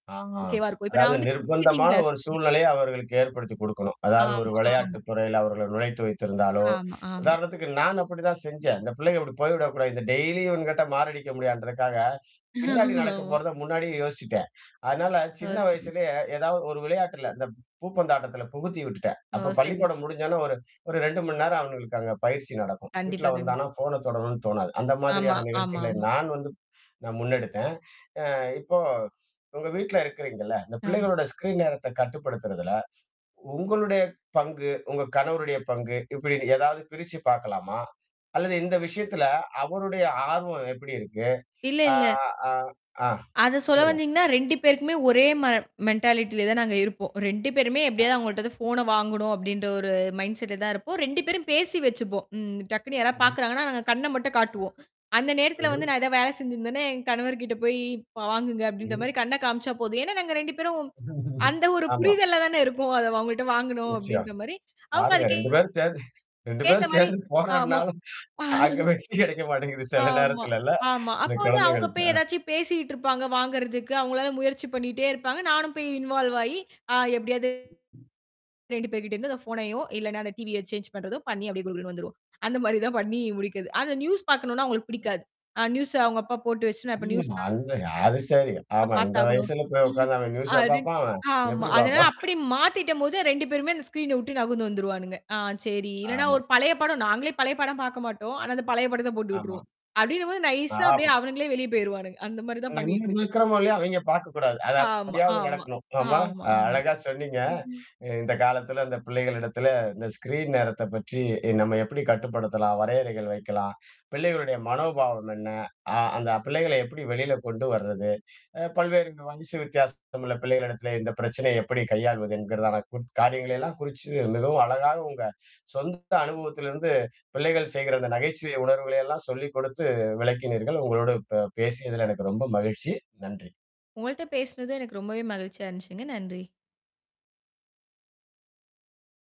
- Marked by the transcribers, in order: static; distorted speech; other noise; mechanical hum; laughing while speaking: "ஆமா"; in English: "ஸ்கிரீன்"; in English: "மென்டாலிட்டில"; other background noise; in English: "மைண்ட்செடல"; laugh; laughing while speaking: "அந்த ஒரு புரிதல்ல தான இருக்கோம். அத அவங்கள்ட்ட வாங்கணும் அப்டின்ற"; laughing while speaking: "நிச்சயம். பாருங்க ரெண்டு பேரும் சேர்ந்து … இல்ல இந்த குழந்தைகள்ட்ட"; laughing while speaking: "ஏத்த மாரி. ஆமா"; in English: "இன்வால்வ்"; laughing while speaking: "பண்ணி முடிக்கிறது"; unintelligible speech; laughing while speaking: "அது ஆமா"; laughing while speaking: "அவன் நியூஸா பார்ப்பான் அவன்? எப்படி பார்ப்பான்?"; unintelligible speech; laughing while speaking: "வெளியே போய்டுவாங்க. அந்த மாரி தான் பண்ணிட்டிருக்கு"; chuckle
- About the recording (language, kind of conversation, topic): Tamil, podcast, குழந்தைகளின் திரை நேரத்தை நீங்கள் எப்படி கட்டுப்படுத்த வேண்டும் என்று நினைக்கிறீர்கள்?